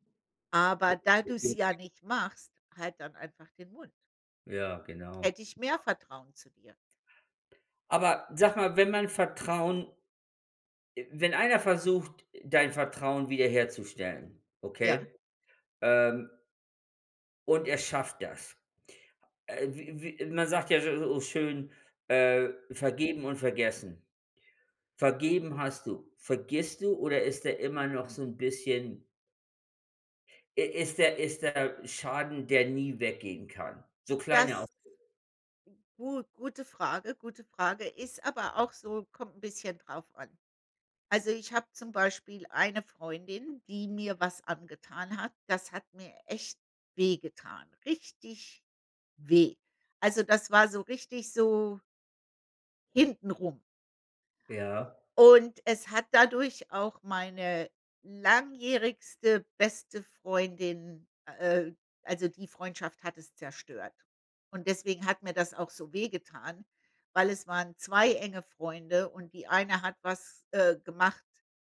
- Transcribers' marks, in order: unintelligible speech
- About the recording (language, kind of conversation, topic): German, unstructured, Wie kann man Vertrauen in einer Beziehung aufbauen?